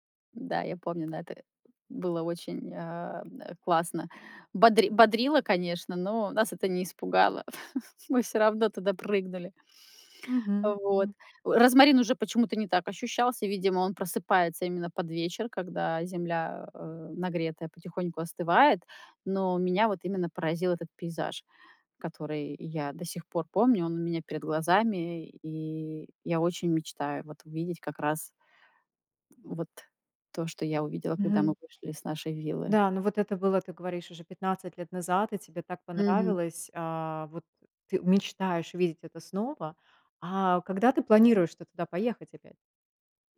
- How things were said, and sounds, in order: laugh; laughing while speaking: "Мы всё равно"
- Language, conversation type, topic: Russian, podcast, Есть ли природный пейзаж, который ты мечтаешь увидеть лично?